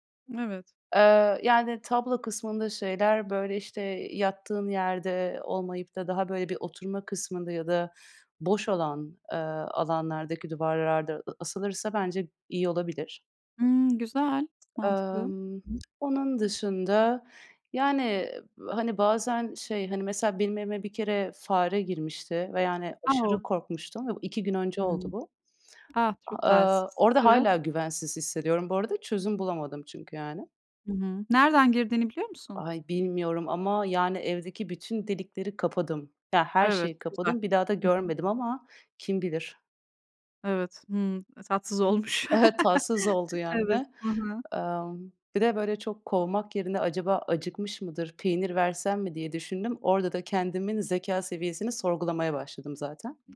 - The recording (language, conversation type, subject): Turkish, podcast, Evde kendini en güvende hissettiğin an hangisi?
- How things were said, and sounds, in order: other background noise; tapping; chuckle